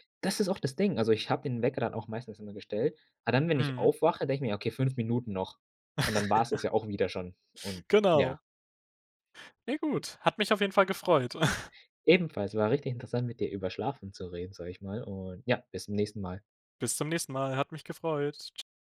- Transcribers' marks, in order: laugh; giggle
- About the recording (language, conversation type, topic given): German, podcast, Was hilft dir beim Einschlafen, wenn du nicht zur Ruhe kommst?